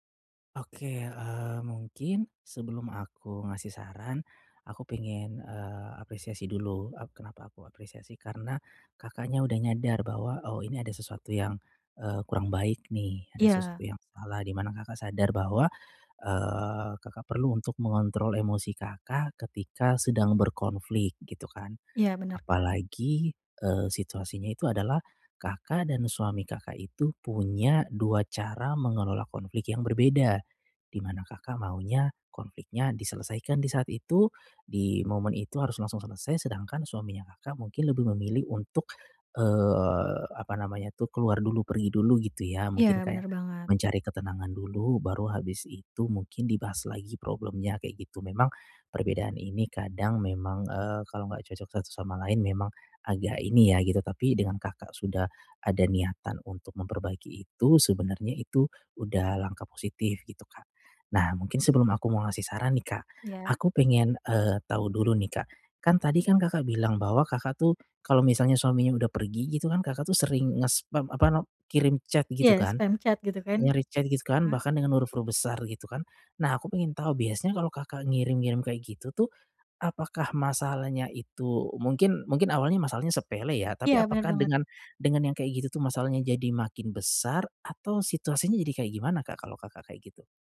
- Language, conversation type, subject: Indonesian, advice, Bagaimana cara mengendalikan emosi saat berdebat dengan pasangan?
- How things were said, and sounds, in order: in English: "chat"; in English: "chat"; "gitu" said as "gis"; in English: "chat"